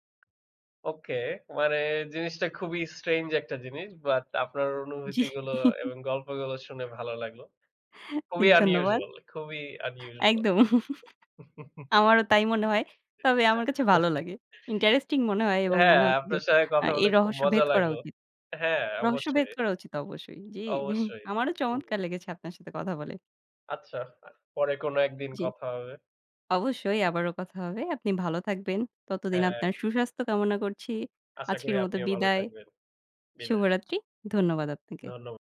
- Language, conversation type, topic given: Bengali, unstructured, আপনার জীবনে মৃত্যুর প্রভাব কীভাবে পড়েছে?
- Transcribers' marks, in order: other background noise; in English: "strange"; laughing while speaking: "জ্বি"; chuckle; chuckle; in English: "unusual"; in English: "unusual"; chuckle; laughing while speaking: "হ্যাঁ, আপনার সঙ্গে কথা বলে খুব মজা লাগলো"; chuckle